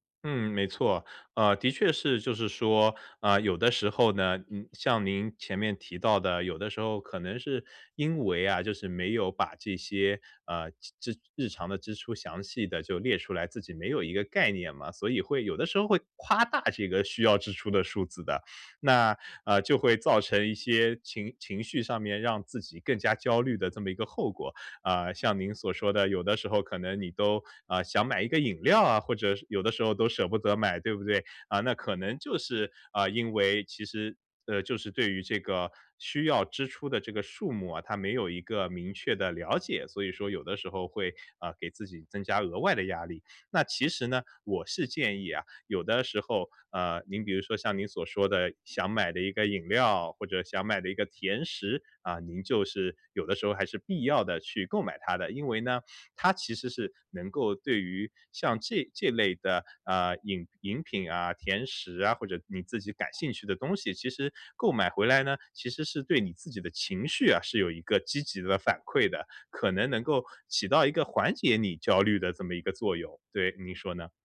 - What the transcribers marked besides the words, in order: other background noise
- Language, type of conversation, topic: Chinese, advice, 如何更好地应对金钱压力？